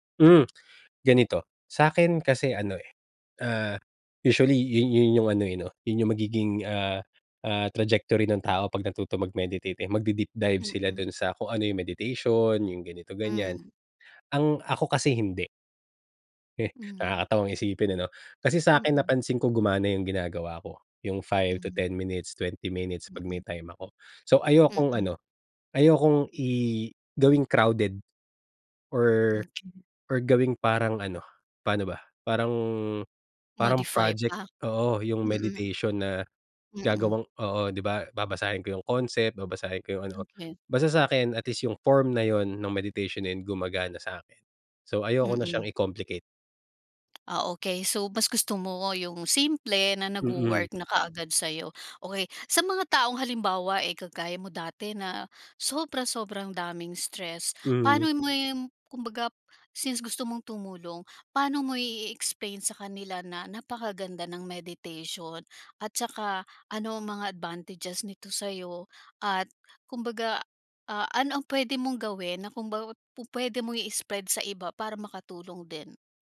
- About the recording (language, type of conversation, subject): Filipino, podcast, Ano ang ginagawa mong self-care kahit sobrang busy?
- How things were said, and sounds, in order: in English: "trajectory"; in English: "meditation"; tapping; other background noise; in English: "meditation"; in English: "concept"; in English: "meditation"; other noise; in English: "meditation"